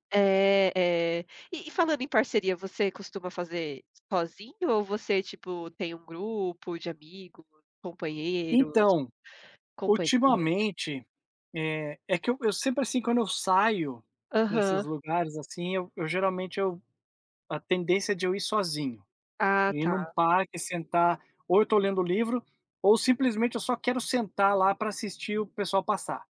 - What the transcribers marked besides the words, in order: none
- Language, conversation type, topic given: Portuguese, unstructured, Qual passatempo faz você se sentir mais feliz?